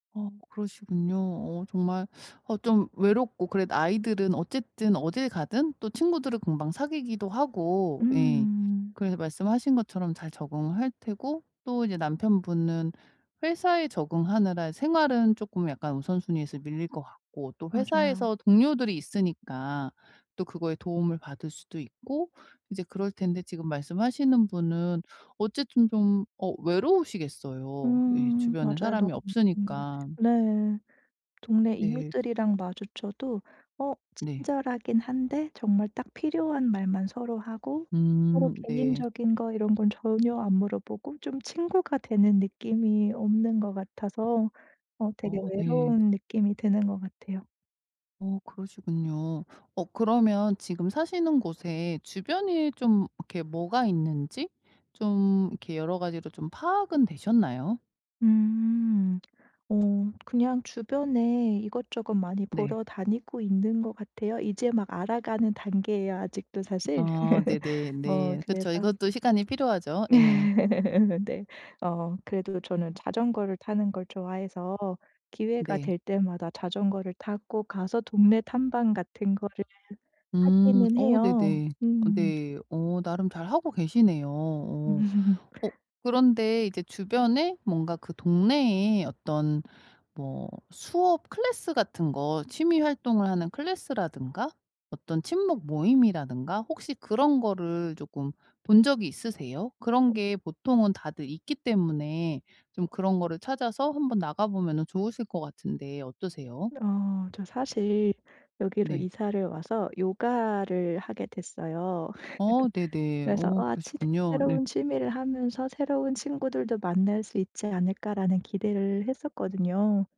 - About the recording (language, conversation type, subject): Korean, advice, 새로운 나라로 이사한 뒤 큰 문화 차이에 어떻게 적응하면 좋을까요?
- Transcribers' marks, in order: unintelligible speech; tapping; other background noise; laugh; laugh; laugh; laugh